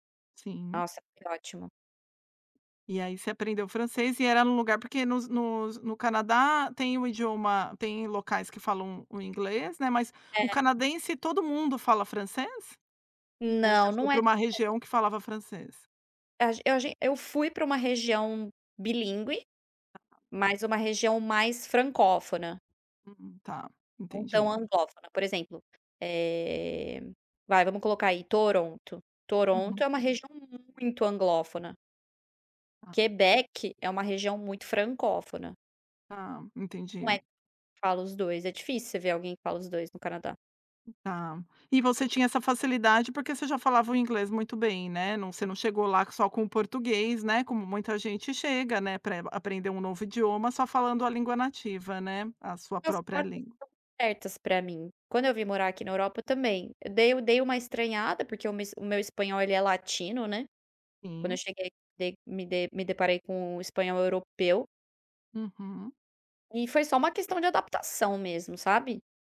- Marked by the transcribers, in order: tapping; unintelligible speech; other background noise
- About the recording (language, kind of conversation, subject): Portuguese, podcast, Como você decide qual língua usar com cada pessoa?